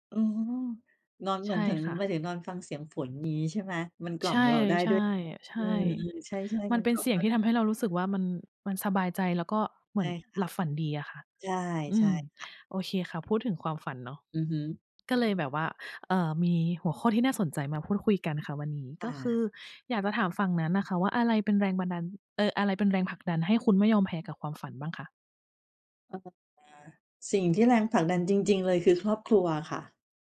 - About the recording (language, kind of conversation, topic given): Thai, unstructured, อะไรคือแรงผลักดันที่ทำให้คุณไม่ยอมแพ้ต่อความฝันของตัวเอง?
- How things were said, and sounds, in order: other background noise; tapping